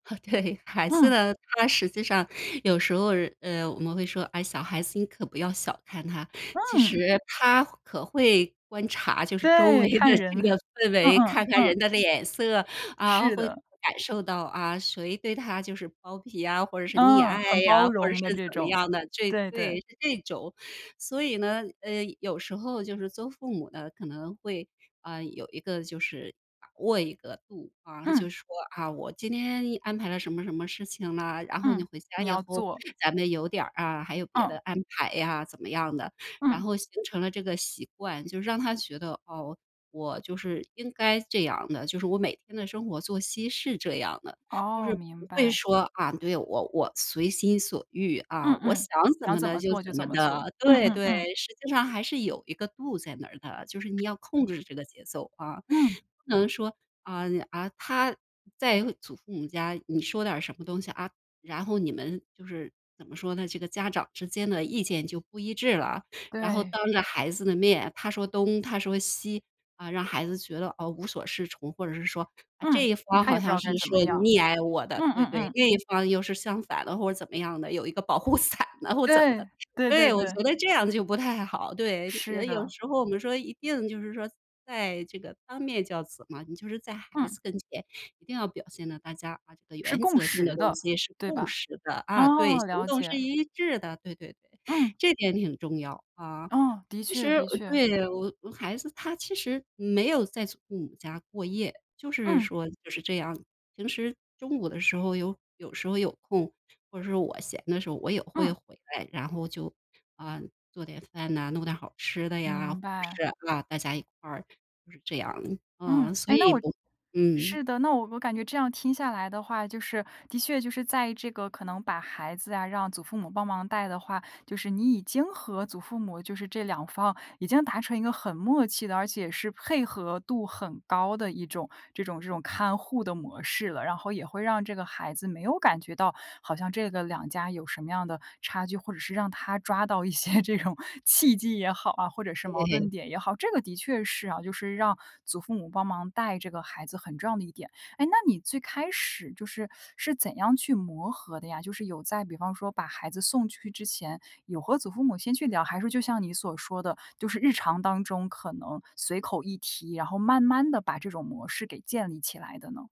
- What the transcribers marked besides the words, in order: laugh; laughing while speaking: "对"; laughing while speaking: "的这个氛围"; laughing while speaking: "人"; other background noise; laughing while speaking: "伞了或者怎么的"; laughing while speaking: "一些这种"; tapping
- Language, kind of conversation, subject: Chinese, podcast, 你会考虑把孩子交给祖父母照看吗？